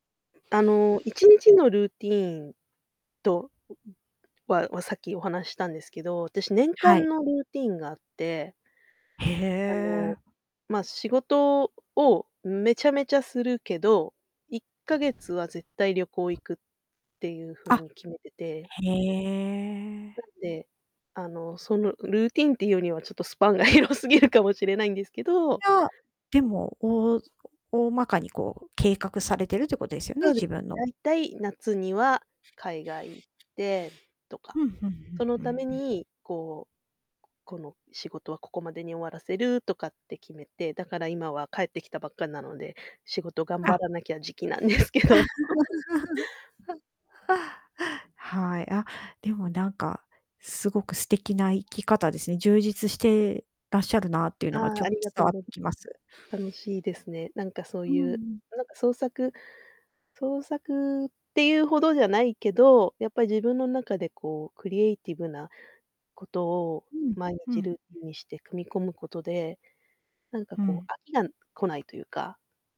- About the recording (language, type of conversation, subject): Japanese, podcast, 日々の創作のルーティンはありますか？
- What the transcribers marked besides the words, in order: other background noise; distorted speech; static; drawn out: "へえ"; laughing while speaking: "広すぎる"; laughing while speaking: "なんですけど"; laugh